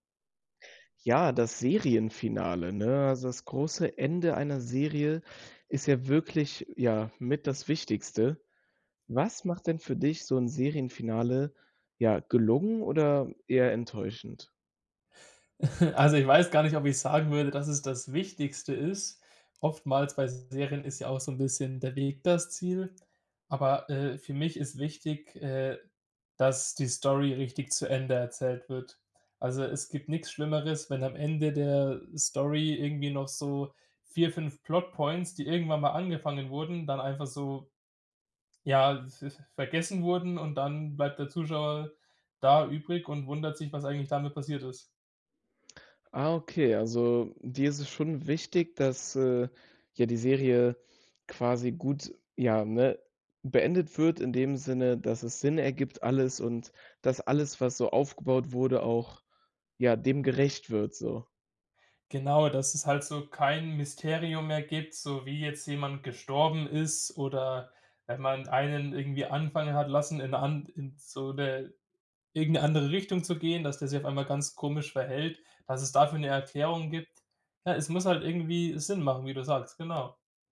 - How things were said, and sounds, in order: chuckle; in English: "Plot-points"; stressed: "wichtig"
- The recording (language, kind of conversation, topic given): German, podcast, Was macht ein Serienfinale für dich gelungen oder enttäuschend?